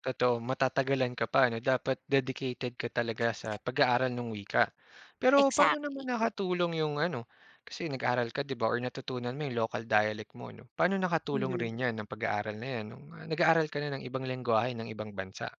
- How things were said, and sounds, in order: tapping
- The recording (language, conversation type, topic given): Filipino, podcast, Anong wika o diyalekto ang ginagamit sa bahay noong bata ka pa?